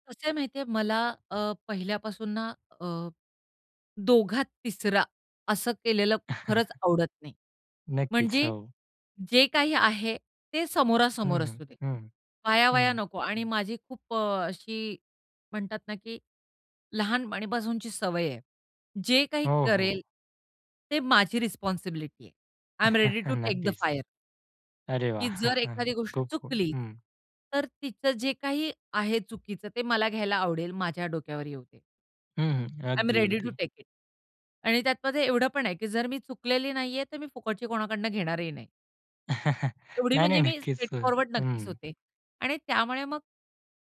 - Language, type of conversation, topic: Marathi, podcast, सुरुवात करण्यासाठी पहिले छोटे पाऊल काय असते?
- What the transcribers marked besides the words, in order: chuckle; other background noise; in English: "रिस्पॉन्सिबिलिटी"; in English: "आय एम रेडी तो टेक द फायर"; chuckle; chuckle; tapping; in English: "आय एम रेडी तो टेक इट"; chuckle; in English: "स्ट्रेट फॉरवर्ड"